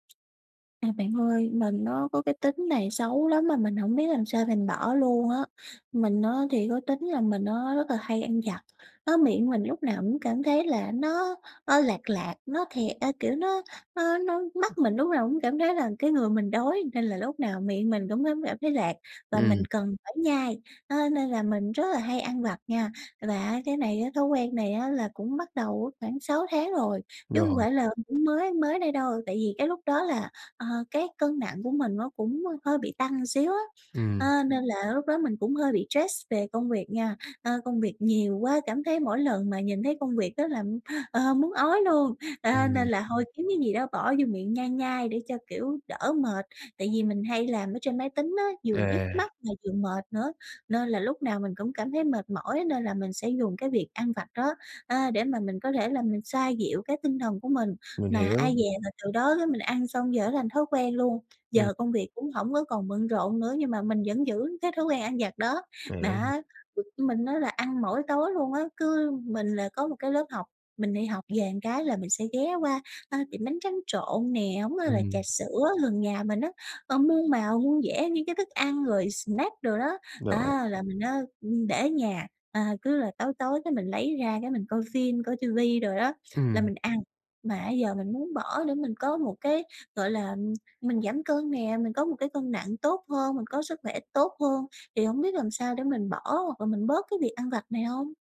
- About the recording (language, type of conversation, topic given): Vietnamese, advice, Làm sao để bớt ăn vặt không lành mạnh mỗi ngày?
- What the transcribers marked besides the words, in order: tapping; other background noise; other noise; unintelligible speech